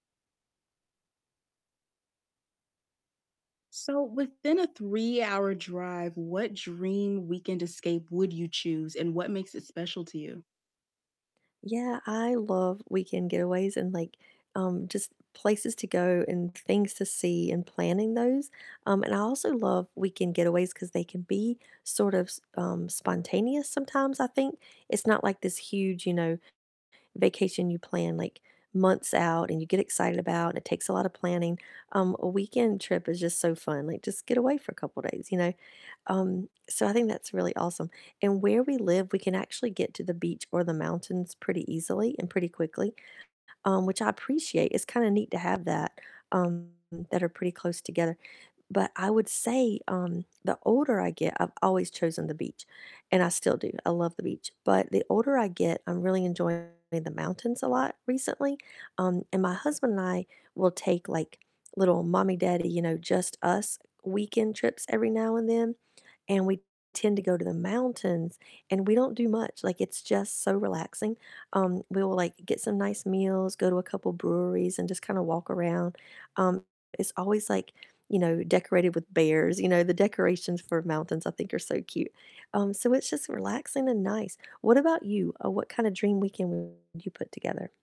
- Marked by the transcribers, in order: distorted speech; mechanical hum
- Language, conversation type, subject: English, unstructured, What would your dream weekend getaway within a three-hour drive be, and what makes it special to you?
- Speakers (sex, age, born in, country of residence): female, 20-24, United States, United States; female, 50-54, United States, United States